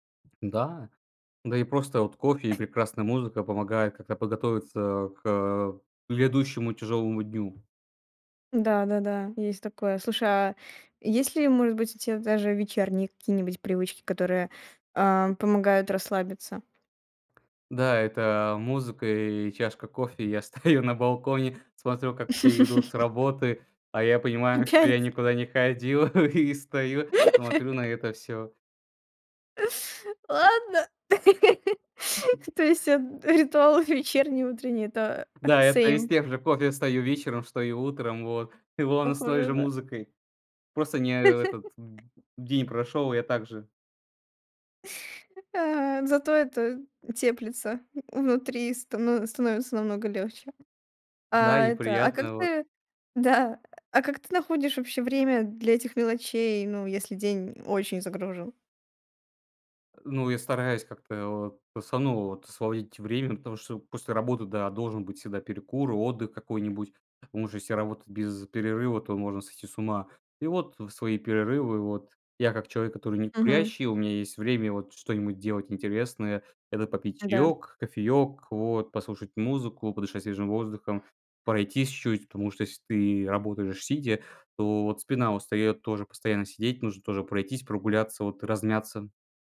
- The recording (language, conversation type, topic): Russian, podcast, Как маленькие ритуалы делают твой день лучше?
- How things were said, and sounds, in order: tapping; other noise; "грядущему" said as "ледущему"; other background noise; chuckle; laugh; laughing while speaking: "Опять?"; chuckle; laugh; laughing while speaking: "Ладно"; laugh; in English: "same"; laugh; grunt